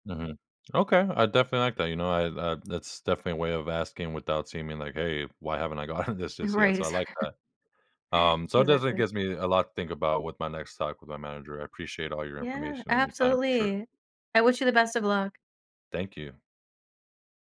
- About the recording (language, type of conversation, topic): English, advice, How can I position myself for a promotion at my company?
- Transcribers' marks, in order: laughing while speaking: "gotten"; laughing while speaking: "Right"; chuckle